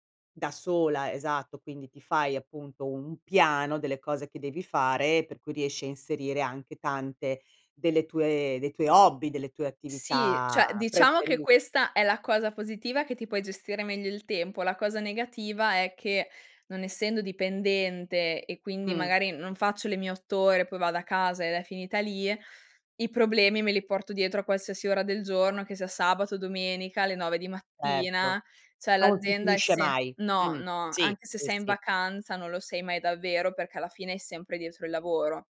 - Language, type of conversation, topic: Italian, podcast, Come gestisci davvero l’equilibrio tra lavoro e vita privata?
- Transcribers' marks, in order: "cioè" said as "ceh"; "cioè" said as "ceh"